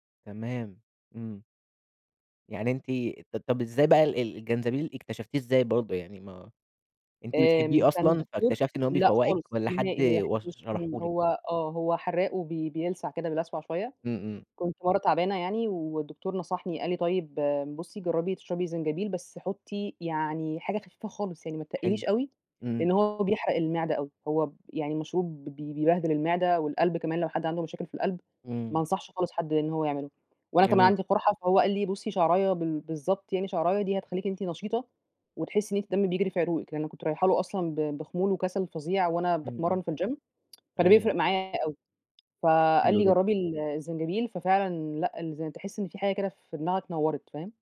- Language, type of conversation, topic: Arabic, podcast, ازاي بتحافظ على نشاطك طول اليوم؟
- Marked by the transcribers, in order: other background noise; unintelligible speech; tapping; in English: "الgym"